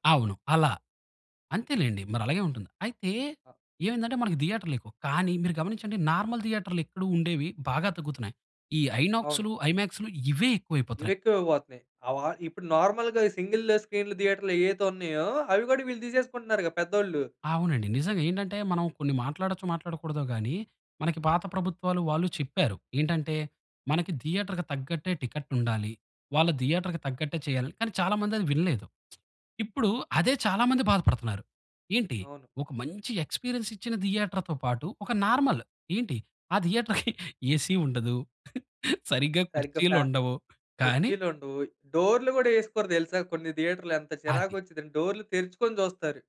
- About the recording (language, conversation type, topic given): Telugu, podcast, స్ట్రీమింగ్ వేదికలు రావడంతో సినిమా చూసే అనుభవం మారిందా?
- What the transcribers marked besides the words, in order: in English: "నార్మల్"; in English: "నార్మల్‌గా సింగిల్"; in English: "థియేటర్‌కి"; in English: "థియేటర్‌కి"; lip smack; in English: "ఎక్స్‌పీరియన్స్"; in English: "థియేటర్‌తో"; in English: "నార్మల్"; in English: "థియేటర్‌కి ఏసీ"; laughing while speaking: "ఏసీ ఉండదు, సరిగ్గా కుర్చీలు ఉండవు"; in English: "థియేటర్‌లో"